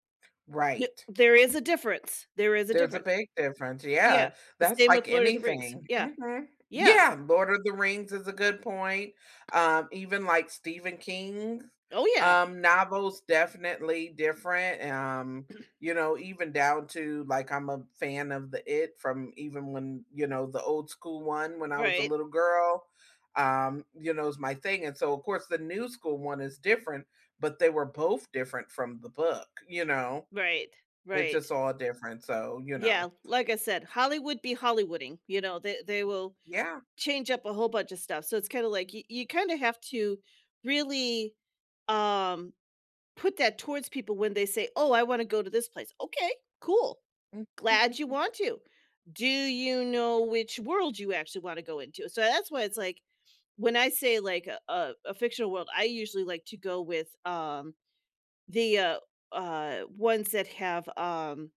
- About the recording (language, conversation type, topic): English, unstructured, If you could move into any fictional world, where would you live and what draws you there?
- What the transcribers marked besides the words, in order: other background noise; tapping; throat clearing; background speech; chuckle